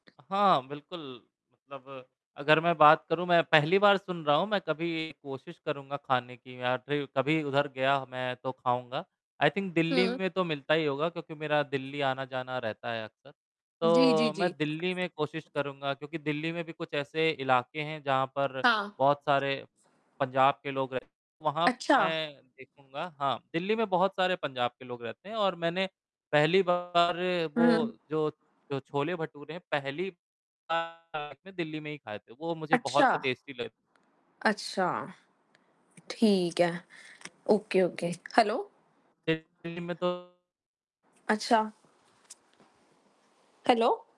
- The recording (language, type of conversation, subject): Hindi, unstructured, आपके शहर की सबसे खास डिश कौन सी है?
- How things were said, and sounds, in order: tapping; static; distorted speech; in English: "आई थिंक"; in English: "टेस्टी"; mechanical hum; in English: "ओके, ओके, हेलो?"; in English: "हेलो?"